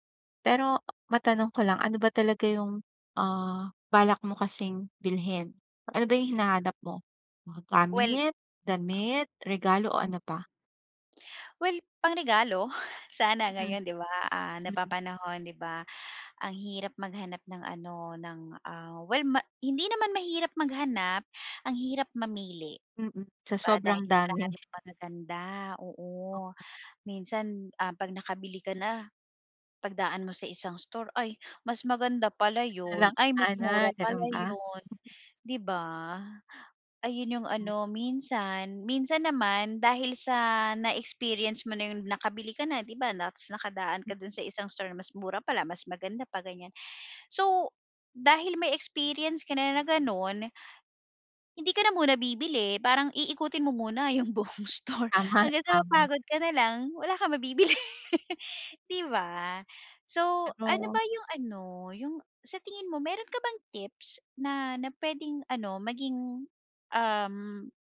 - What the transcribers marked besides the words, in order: tapping; other background noise; chuckle; laughing while speaking: "yung buong store"; laughing while speaking: "Tama"; laughing while speaking: "mabibili"
- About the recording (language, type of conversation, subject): Filipino, advice, Bakit ako nalilito kapag napakaraming pagpipilian sa pamimili?